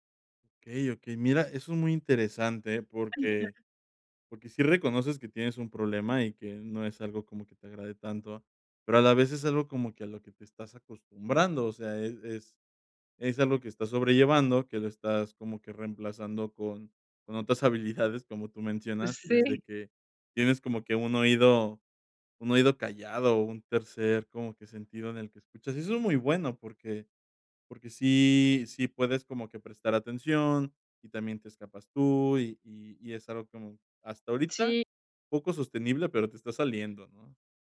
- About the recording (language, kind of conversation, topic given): Spanish, advice, ¿Cómo puedo evitar distraerme cuando me aburro y así concentrarme mejor?
- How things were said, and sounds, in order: unintelligible speech; chuckle